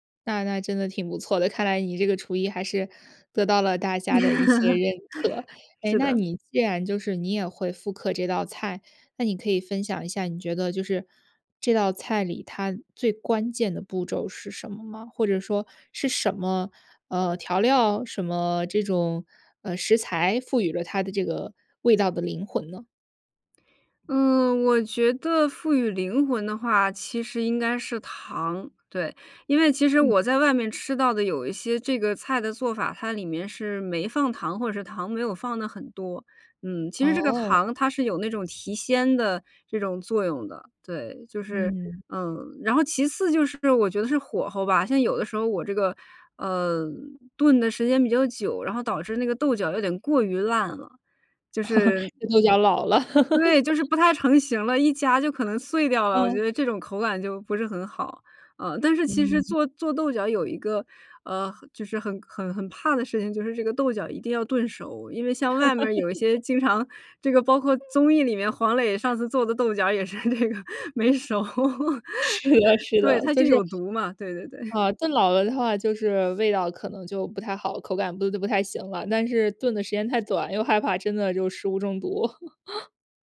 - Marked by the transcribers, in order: laugh; other background noise; laugh; laughing while speaking: "这豆角老了"; laugh; laugh; laughing while speaking: "也是这个没熟"; laughing while speaking: "是的，是的"; laugh; laugh
- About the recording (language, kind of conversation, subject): Chinese, podcast, 家里哪道菜最能让你瞬间安心，为什么？